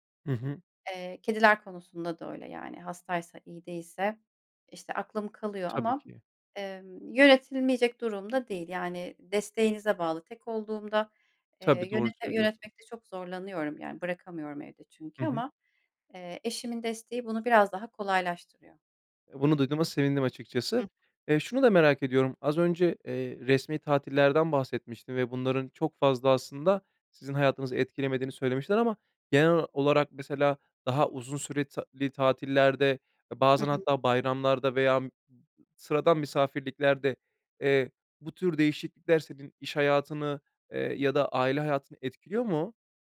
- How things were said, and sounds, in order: unintelligible speech
- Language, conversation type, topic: Turkish, podcast, İş ve özel hayat dengesini nasıl kuruyorsun?